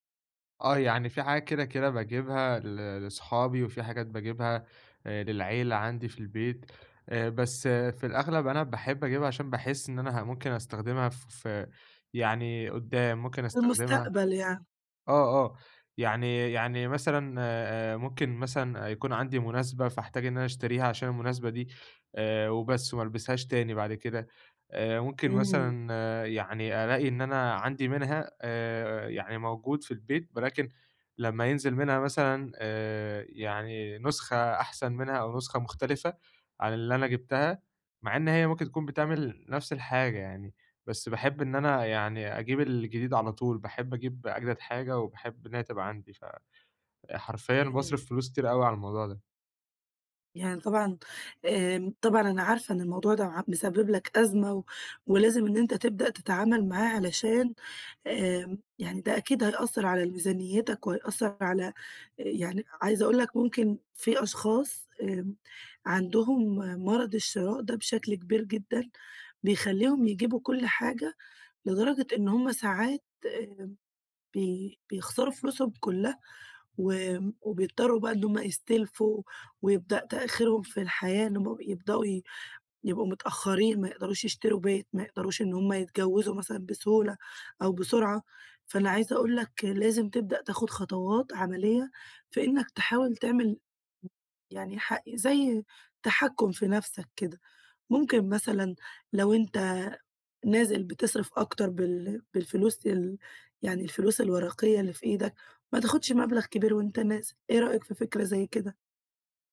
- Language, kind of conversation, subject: Arabic, advice, إزاي أقلّل من شراء حاجات مش محتاجها؟
- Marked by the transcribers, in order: background speech; unintelligible speech